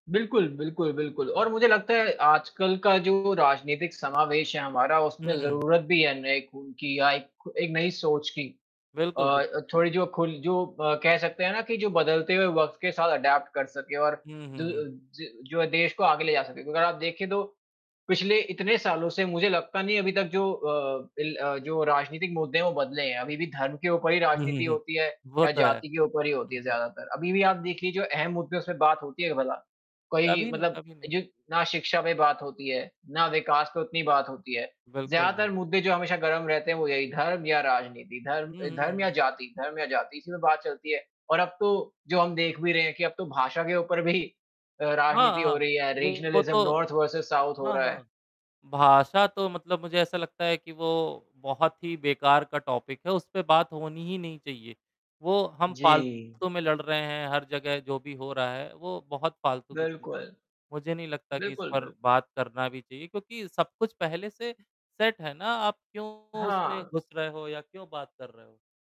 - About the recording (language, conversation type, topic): Hindi, unstructured, क्या आपको लगता है कि युवाओं को राजनीति में सक्रिय होना चाहिए?
- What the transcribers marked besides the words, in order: static; distorted speech; in English: "एडॉप्ट"; tapping; in English: "रीजनलिज़्म नॉर्थ वर्सेस साउथ"; in English: "टॉपिक"